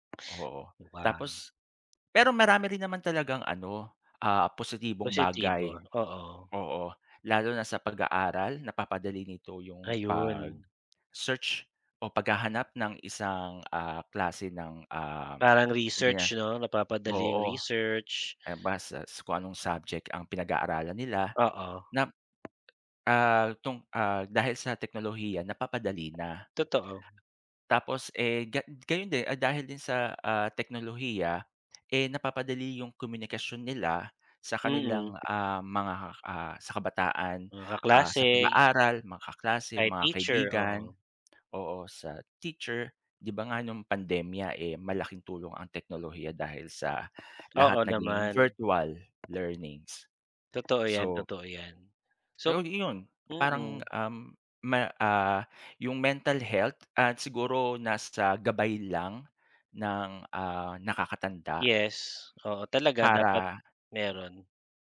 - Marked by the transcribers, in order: tapping
- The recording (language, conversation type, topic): Filipino, unstructured, Ano ang masasabi mo tungkol sa pag-unlad ng teknolohiya at sa epekto nito sa mga kabataan?